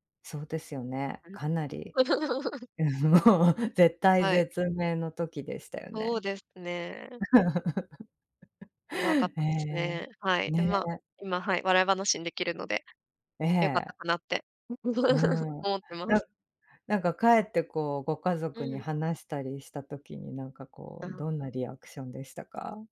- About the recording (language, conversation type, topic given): Japanese, podcast, 道に迷って大変だった経験はありますか？
- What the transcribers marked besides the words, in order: chuckle; laughing while speaking: "もう"; chuckle; chuckle